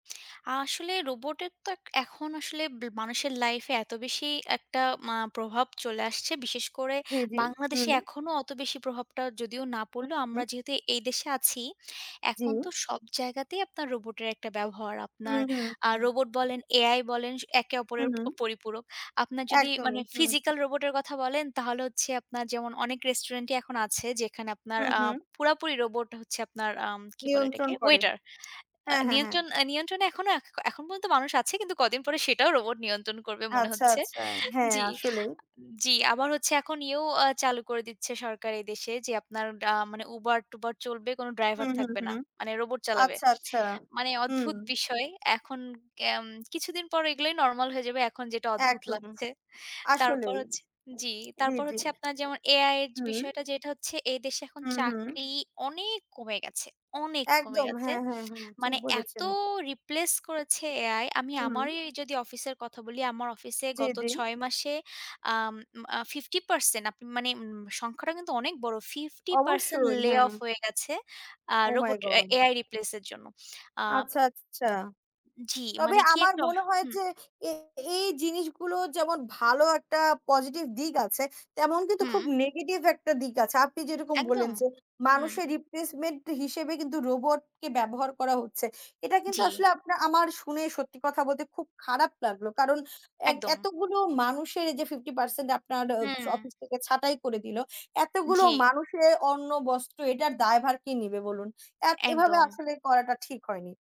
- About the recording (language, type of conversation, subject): Bengali, unstructured, আপনার মতে, রোবট মানুষকে কতটা বদলে দেবে?
- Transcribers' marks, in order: tapping; other background noise; in English: "layoff"; in English: "রিপ্লেসমেন্ট"